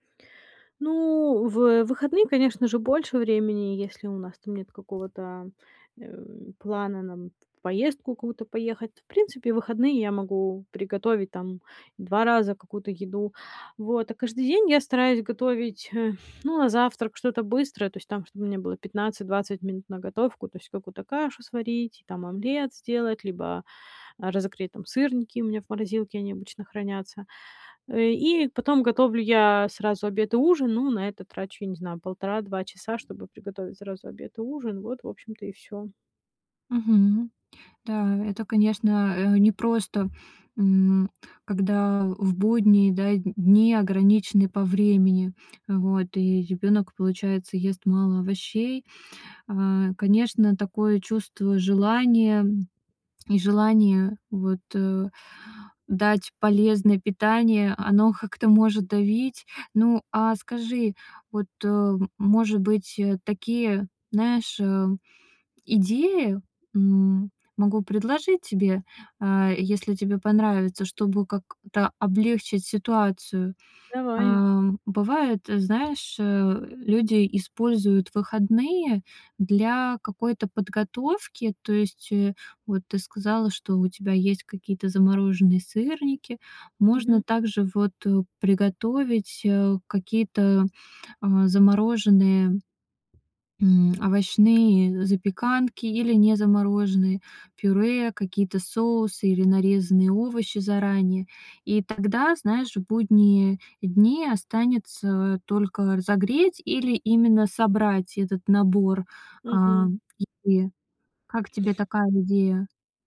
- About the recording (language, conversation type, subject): Russian, advice, Как научиться готовить полезную еду для всей семьи?
- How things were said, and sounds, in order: tapping; other background noise